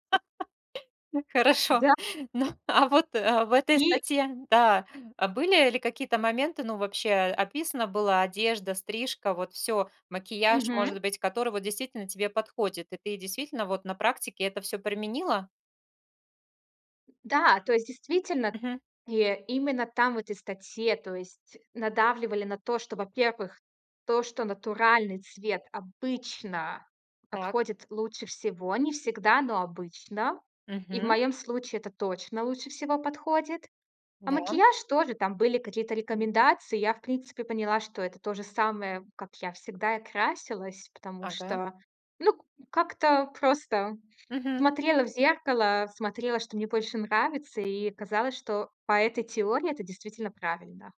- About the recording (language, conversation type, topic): Russian, podcast, Как меняется самооценка при смене имиджа?
- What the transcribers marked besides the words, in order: laugh; tapping; other background noise